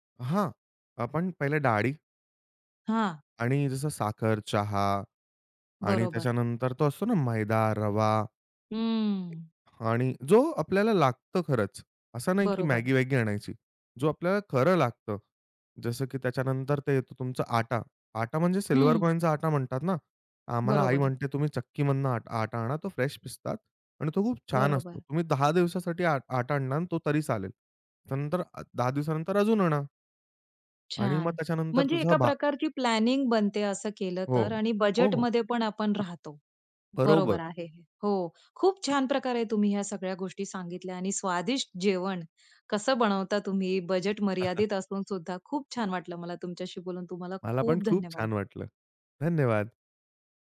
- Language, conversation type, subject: Marathi, podcast, बजेटच्या मर्यादेत स्वादिष्ट जेवण कसे बनवता?
- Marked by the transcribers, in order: in English: "फ्रेश"; in English: "प्लॅनिंग"; other background noise; chuckle